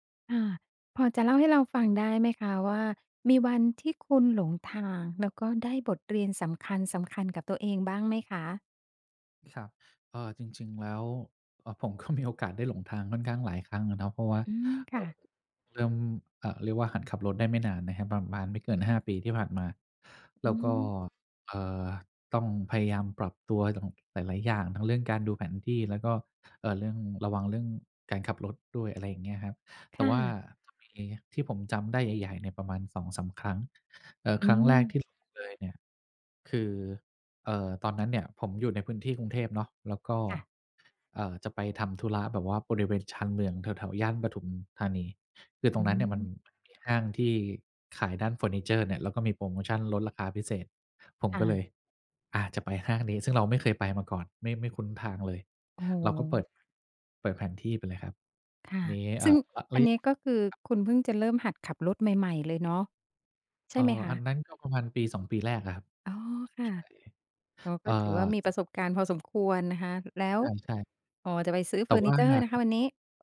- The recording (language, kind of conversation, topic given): Thai, podcast, มีช่วงไหนที่คุณหลงทางแล้วได้บทเรียนสำคัญไหม?
- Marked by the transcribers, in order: laughing while speaking: "ก็มี"; tapping